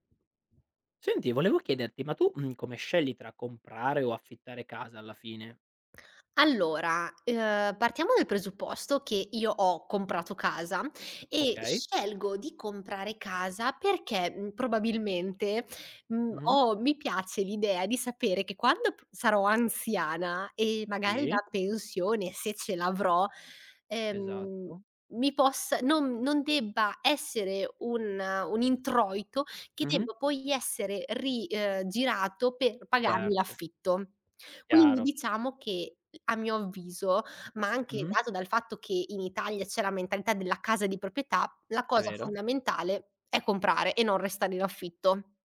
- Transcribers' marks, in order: other background noise
- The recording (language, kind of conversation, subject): Italian, podcast, Come scegliere tra comprare o affittare casa?